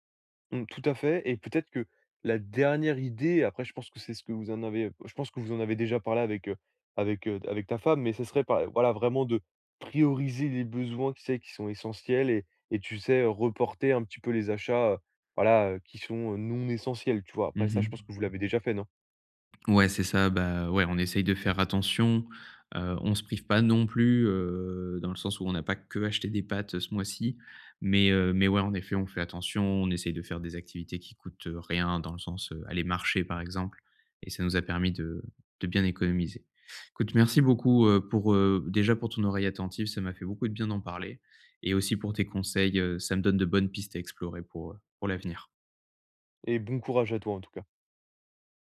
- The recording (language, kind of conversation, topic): French, advice, Comment gérer une dépense imprévue sans sacrifier l’essentiel ?
- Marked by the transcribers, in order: other background noise